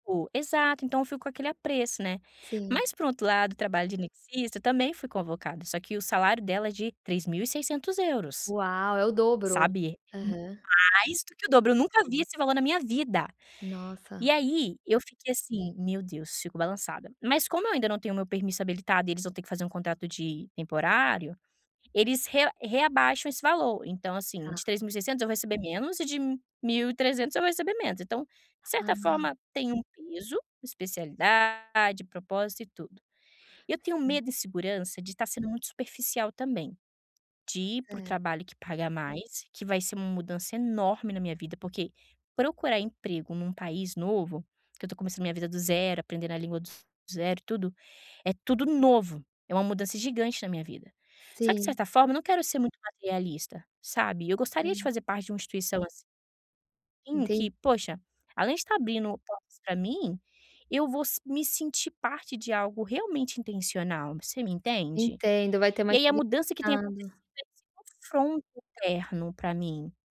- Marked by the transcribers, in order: in Spanish: "permiso"; tapping
- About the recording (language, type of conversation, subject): Portuguese, advice, Como você lida com o medo e a insegurança diante de mudanças na vida?